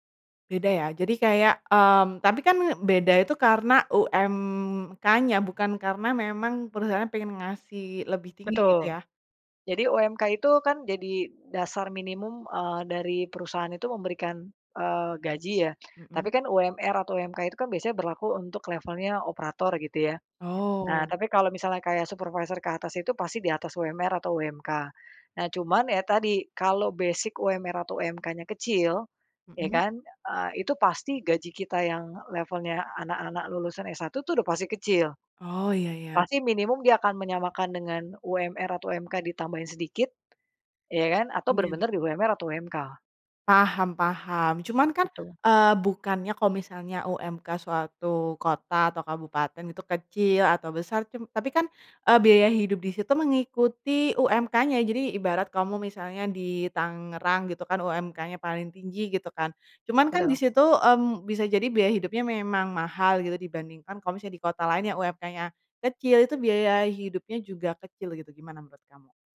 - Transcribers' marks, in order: in English: "basic"
- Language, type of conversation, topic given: Indonesian, podcast, Bagaimana kamu memilih antara gaji tinggi dan pekerjaan yang kamu sukai?